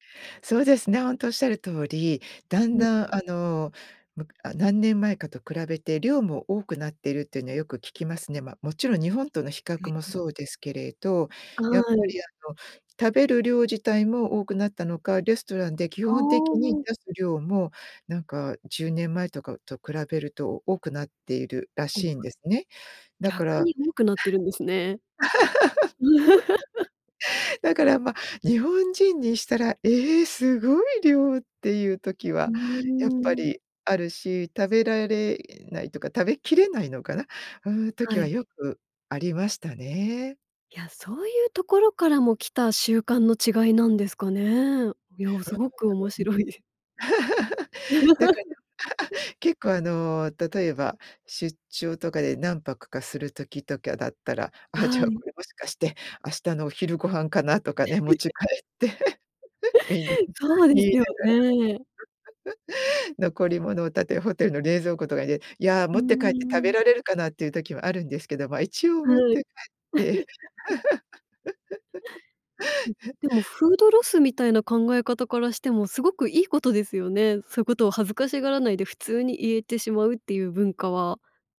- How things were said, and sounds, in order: tapping; unintelligible speech; laugh; unintelligible speech; laugh; unintelligible speech; chuckle; laughing while speaking: "面白い"; chuckle; other background noise; chuckle; chuckle; unintelligible speech; chuckle
- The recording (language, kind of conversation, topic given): Japanese, podcast, 食事のマナーで驚いた出来事はありますか？